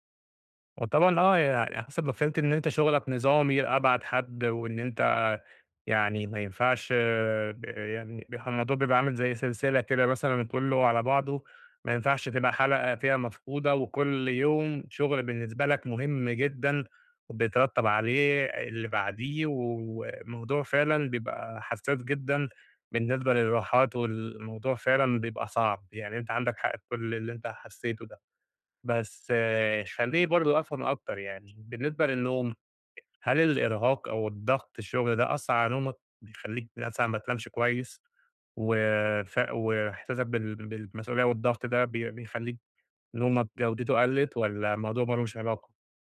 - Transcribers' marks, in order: tapping
- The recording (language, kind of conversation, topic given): Arabic, advice, إزاي أحط حدود للشغل عشان أبطل أحس بالإرهاق وأستعيد طاقتي وتوازني؟